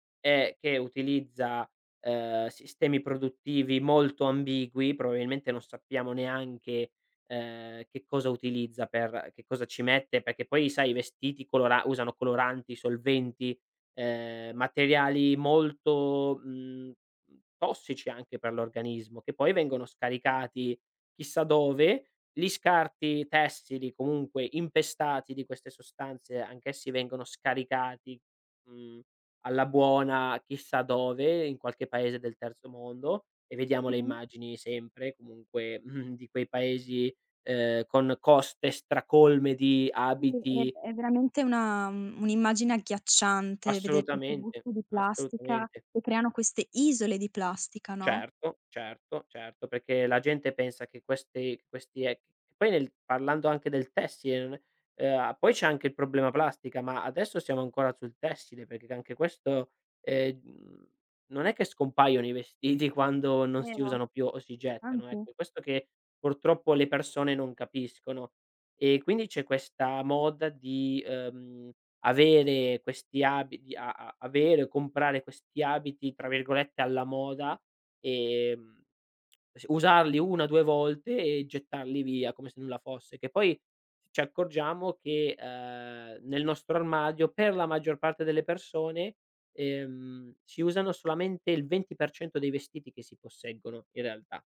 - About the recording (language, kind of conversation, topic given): Italian, podcast, In che modo la sostenibilità entra nelle tue scelte di stile?
- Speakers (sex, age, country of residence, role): female, 20-24, Italy, host; male, 25-29, Italy, guest
- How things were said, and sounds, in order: chuckle; "questi-" said as "questei"; other background noise